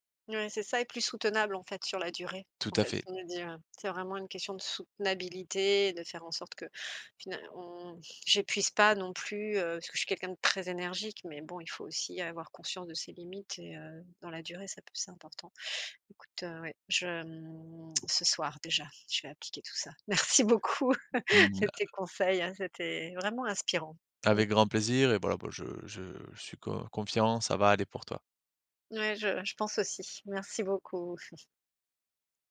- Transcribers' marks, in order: laughing while speaking: "Merci beaucoup"; chuckle; chuckle
- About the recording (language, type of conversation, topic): French, advice, Comment améliorer ma récupération et gérer la fatigue pour dépasser un plateau de performance ?